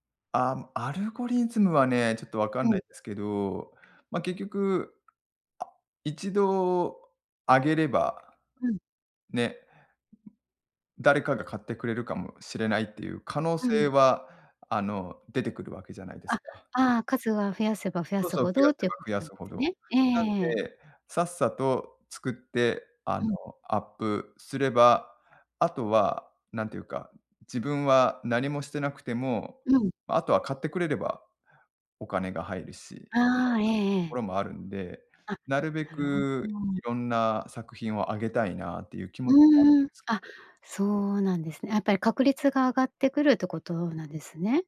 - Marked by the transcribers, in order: none
- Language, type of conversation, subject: Japanese, advice, 創作に使う時間を確保できずに悩んでいる